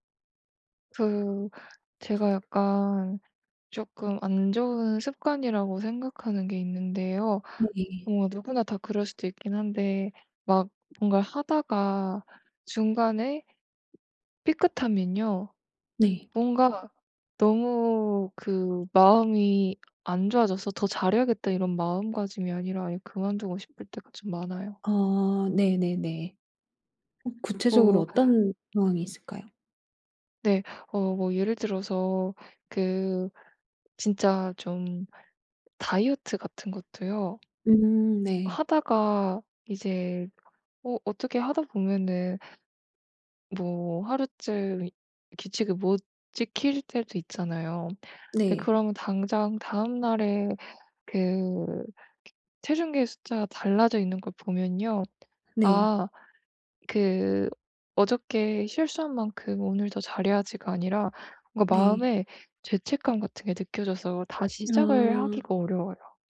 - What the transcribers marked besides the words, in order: tapping; other background noise
- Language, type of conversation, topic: Korean, advice, 중단한 뒤 죄책감 때문에 다시 시작하지 못하는 상황을 어떻게 극복할 수 있을까요?